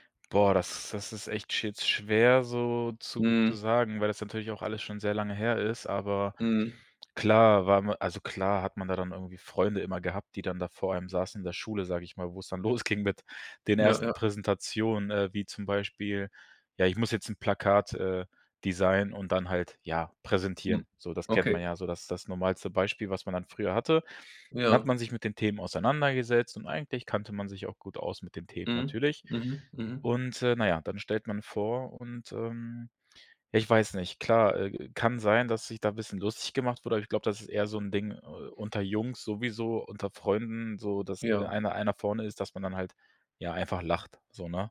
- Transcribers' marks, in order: laughing while speaking: "losging"; laughing while speaking: "lustig"
- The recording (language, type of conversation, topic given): German, advice, Wie kann ich in sozialen Situationen weniger nervös sein?